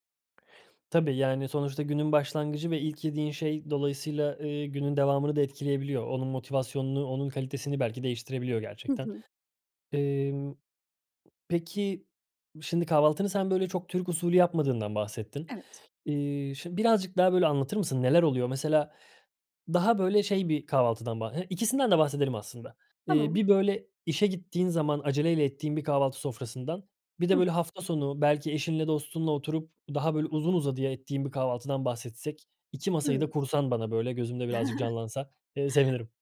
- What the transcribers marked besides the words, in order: other background noise; other noise; chuckle
- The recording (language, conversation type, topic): Turkish, podcast, Kahvaltı senin için nasıl bir ritüel, anlatır mısın?